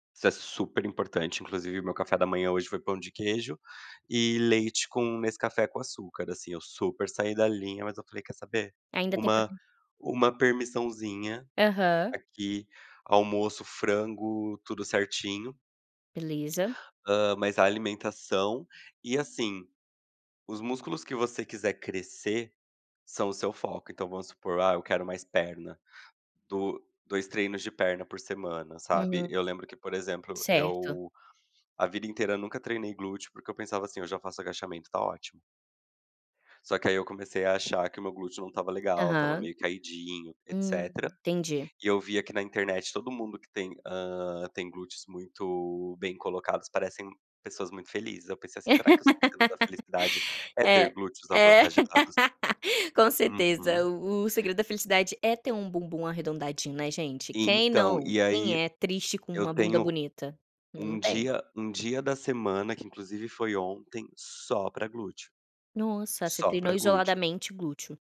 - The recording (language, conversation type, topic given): Portuguese, podcast, Que pequeno hábito mudou mais rapidamente a forma como as pessoas te veem?
- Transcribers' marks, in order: laugh